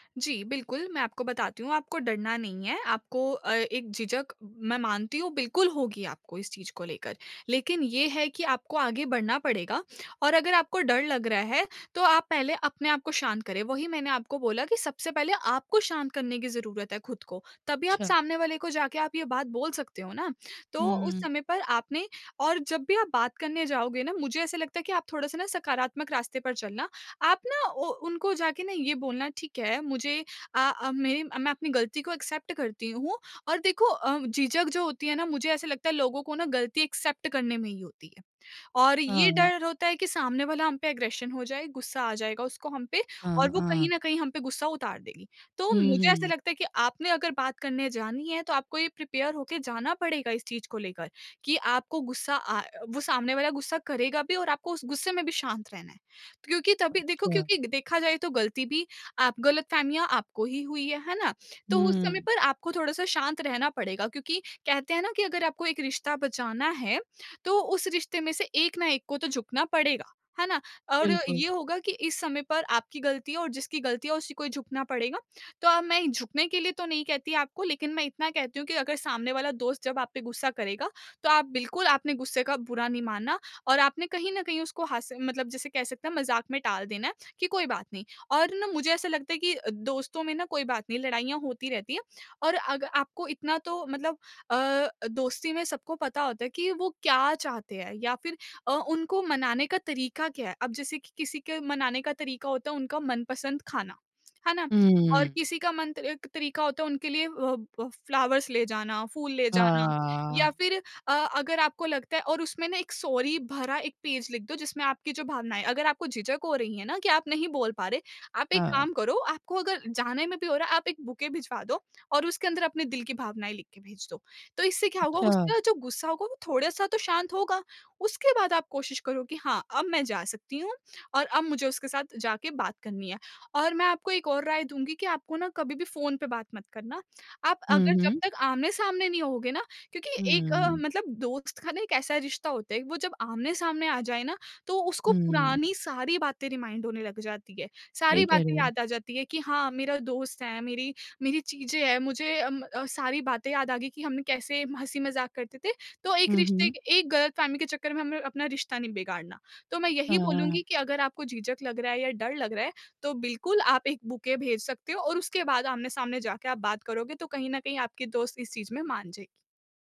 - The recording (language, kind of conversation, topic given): Hindi, advice, गलतफहमियों को दूर करना
- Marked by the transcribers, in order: in English: "एक्सेप्ट"; in English: "एक्सेप्ट"; in English: "एग्रेशन"; in English: "प्रिपेयर"; in English: "फ्लावर्स"; in English: "सॉरी"; in English: "पेज"; in English: "बुके"; in English: "रिमाइंड"; in English: "बुके"